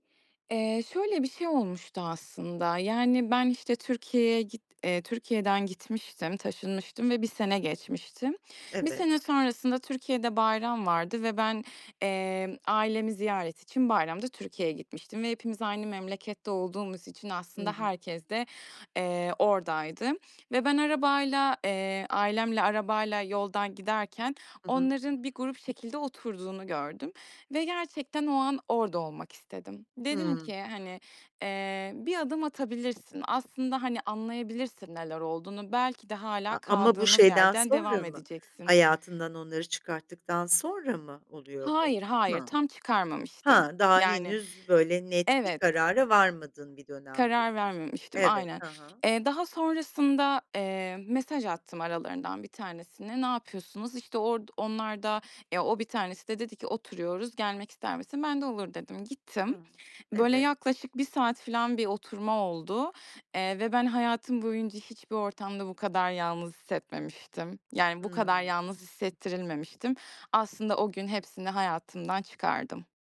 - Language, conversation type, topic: Turkish, podcast, Affetmek senin için ne anlama geliyor?
- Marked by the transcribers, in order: tapping